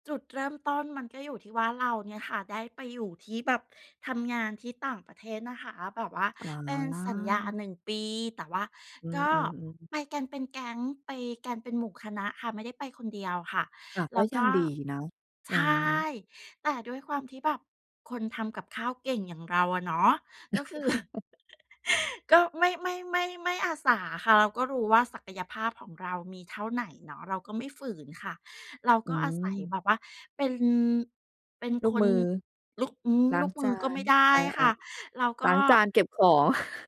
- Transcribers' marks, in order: drawn out: "อ๋อ"; other background noise; chuckle; chuckle
- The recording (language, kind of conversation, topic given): Thai, podcast, เมนูอะไรที่คุณทำแล้วรู้สึกได้รับการปลอบใจมากที่สุด?